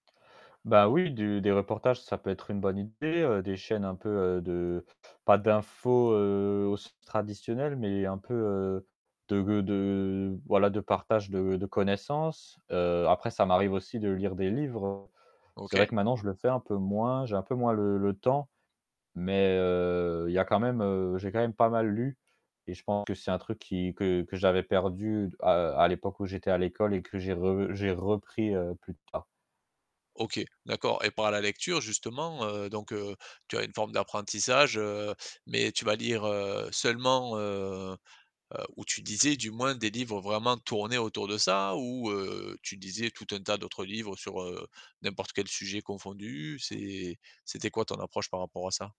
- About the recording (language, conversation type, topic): French, podcast, Comment est-ce que tu organises ton temps pour apprendre en dehors du taf ou des cours ?
- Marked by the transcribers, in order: distorted speech; tapping